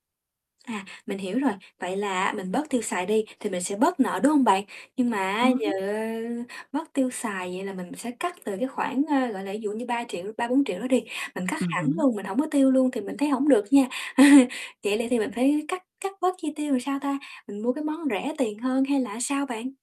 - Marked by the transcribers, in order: tapping; distorted speech; chuckle; "làm" said as "ừn"
- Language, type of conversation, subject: Vietnamese, advice, Làm sao để cân bằng chi tiêu hằng tháng và trả nợ hiệu quả?
- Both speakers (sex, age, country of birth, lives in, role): female, 25-29, Vietnam, Vietnam, user; female, 45-49, Vietnam, United States, advisor